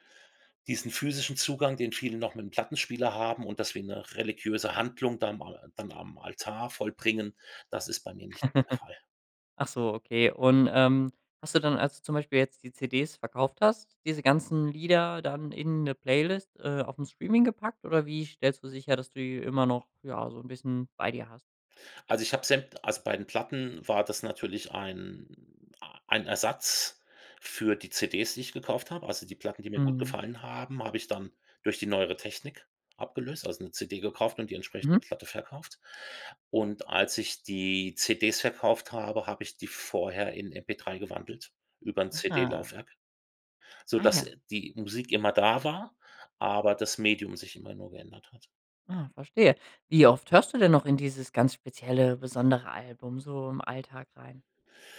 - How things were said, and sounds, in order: chuckle
- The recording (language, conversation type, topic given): German, podcast, Welches Album würdest du auf eine einsame Insel mitnehmen?